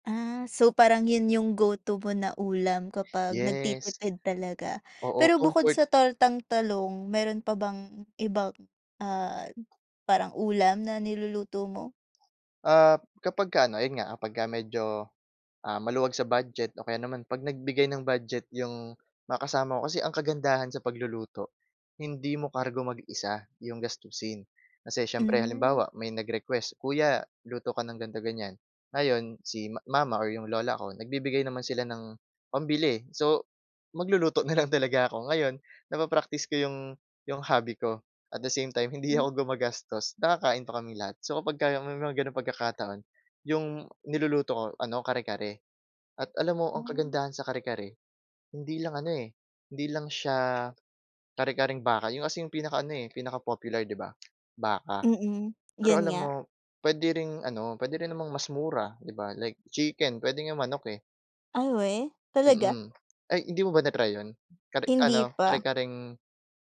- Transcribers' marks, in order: in English: "go to"; gasp; laughing while speaking: "magluluto na lang talaga ako"; laughing while speaking: "hindi ako gumagastos, nakakain pa kaming lahat"; other background noise; tapping
- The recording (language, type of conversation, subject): Filipino, podcast, Anong libangan ang bagay sa maliit na badyet?